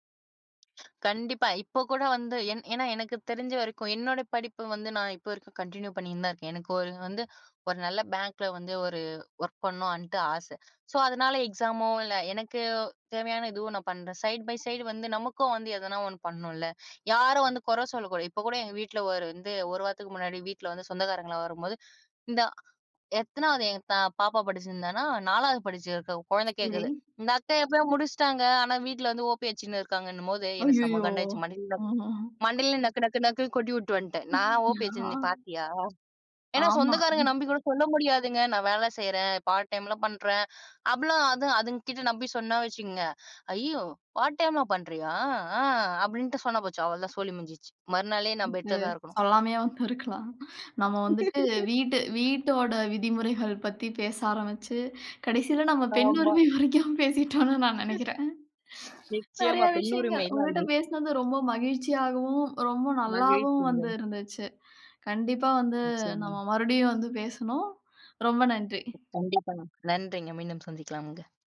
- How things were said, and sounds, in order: tapping; other noise; in English: "கன்டினியூவ்"; in English: "பேங்க்ல"; in English: "ஒர்க்"; "பண்ணனும்ட்டு" said as "பண்ணும் அண்ட்டு"; in English: "சோ"; in English: "எக்ஸாம்மோ"; in English: "சைடு பை சைடு"; unintelligible speech; chuckle; in English: "பார்ட் டைம்லாம்"; in English: "பார்ட் டைம்லா"; laughing while speaking: "சொல்லாமயே வந்திருக்கலாம்"; "முடிஞ்ச்சு" said as "முஞ்சிச்சி"; laugh; laughing while speaking: "பெண் உரிமை வரைக்கும் பேசிட்டோம்ன்னு நான் நெனைக்கிறேன்"; laughing while speaking: "ஆமா"; chuckle
- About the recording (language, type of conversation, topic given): Tamil, podcast, காதல் அல்லது நட்பு உறவுகளில் வீட்டிற்கான விதிகள் என்னென்ன?